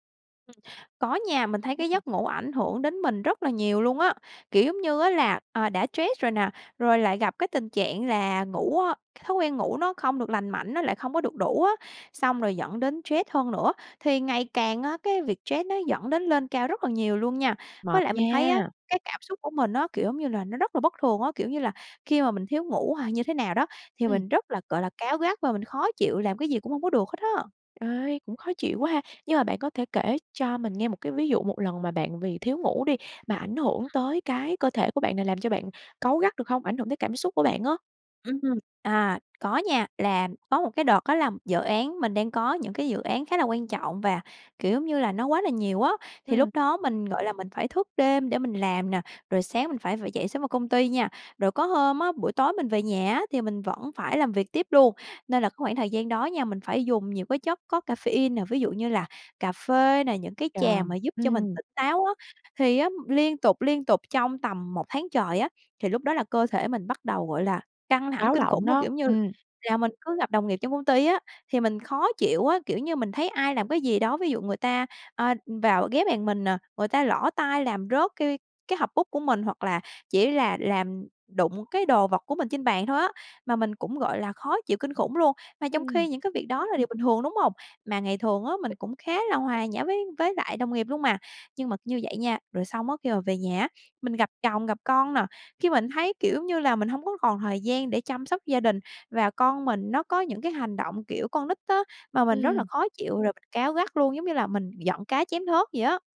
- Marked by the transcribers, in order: tapping; "stress" said as "troét"; "stress" said as "troét"; "stress" said as "troét"; other background noise; in English: "caffeine"
- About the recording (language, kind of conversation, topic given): Vietnamese, podcast, Thói quen ngủ ảnh hưởng thế nào đến mức stress của bạn?